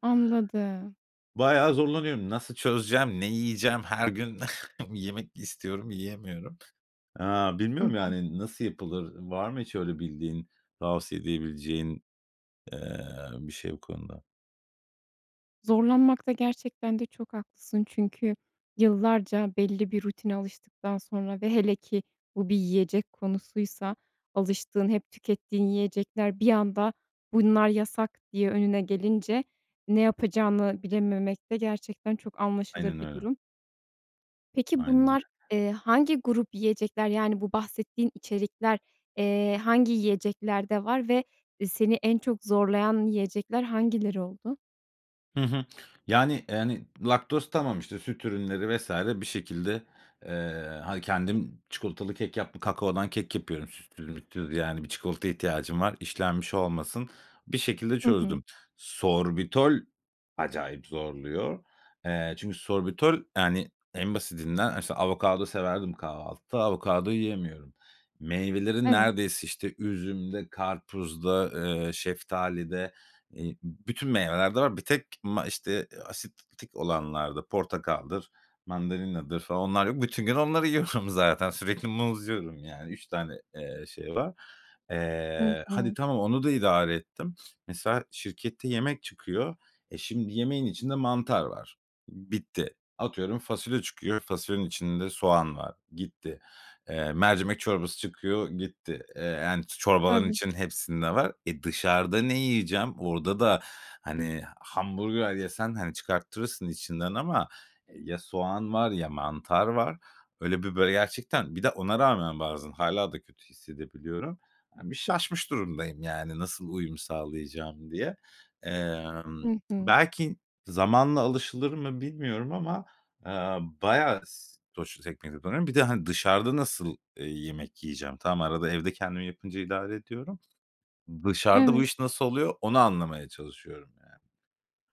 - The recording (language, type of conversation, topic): Turkish, advice, Yeni sağlık tanınızdan sonra yaşadığınız belirsizlik ve korku hakkında nasıl hissediyorsunuz?
- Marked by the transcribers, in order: tapping; other background noise; chuckle; "asidik" said as "asitik"; unintelligible speech